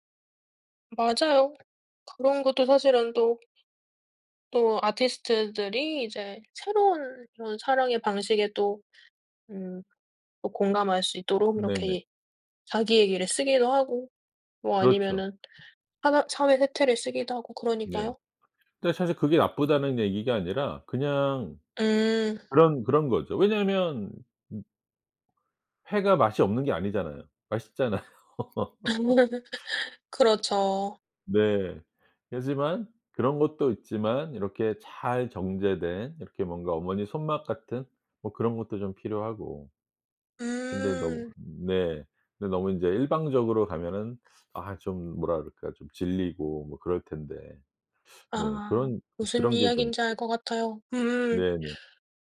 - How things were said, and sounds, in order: other background noise; laughing while speaking: "맛있잖아요"; laugh
- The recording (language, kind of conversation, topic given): Korean, podcast, 어떤 음악을 들으면 옛사랑이 생각나나요?